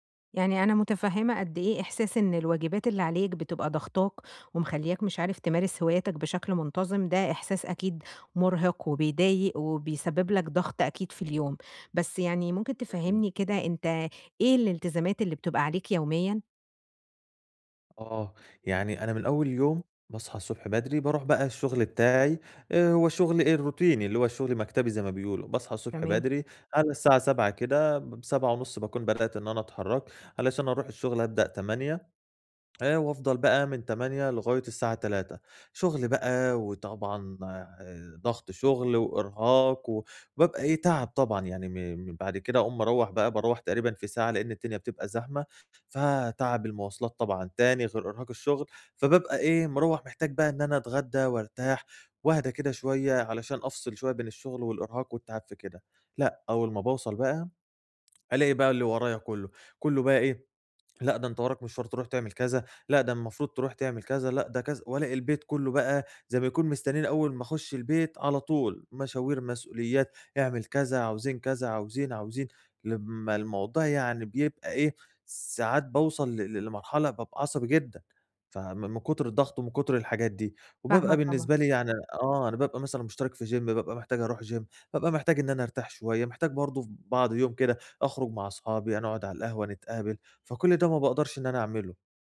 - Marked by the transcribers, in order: tapping; in English: "الروتيني"; in English: "gym"; in English: "gym"
- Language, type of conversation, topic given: Arabic, advice, إزاي أوازن بين التزاماتي اليومية ووقتي لهواياتي بشكل مستمر؟